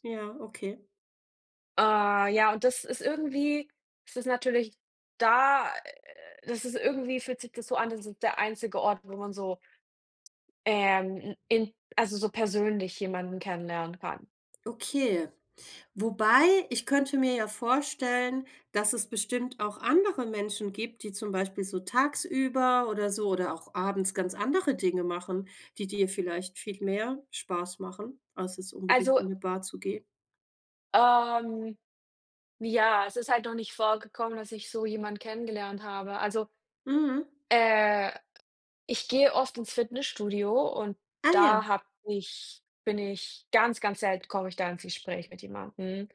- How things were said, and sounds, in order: other background noise
- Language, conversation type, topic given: German, unstructured, Wie zeigst du deinem Partner, dass du ihn schätzt?